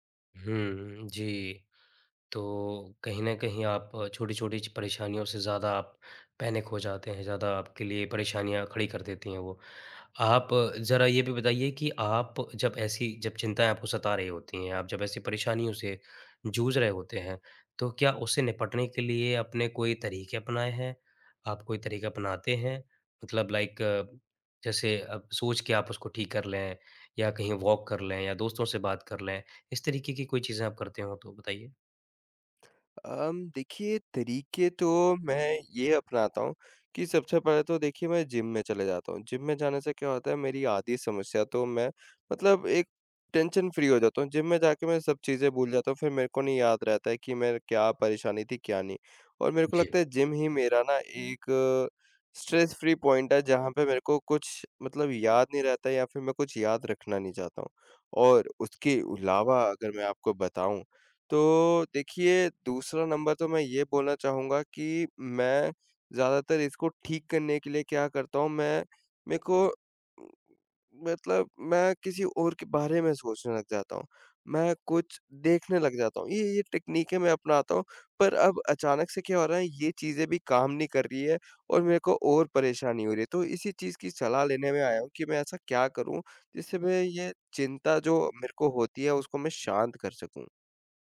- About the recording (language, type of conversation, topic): Hindi, advice, बार-बार चिंता होने पर उसे शांत करने के तरीके क्या हैं?
- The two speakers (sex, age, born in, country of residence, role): male, 20-24, India, India, user; male, 25-29, India, India, advisor
- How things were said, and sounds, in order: in English: "पैनिक"; in English: "लाइक"; in English: "वॉक"; in English: "टेंशन-फ्री"; in English: "स्ट्रेस-फ्री पॉइंट"; "अलावा" said as "उलावा"; groan; tapping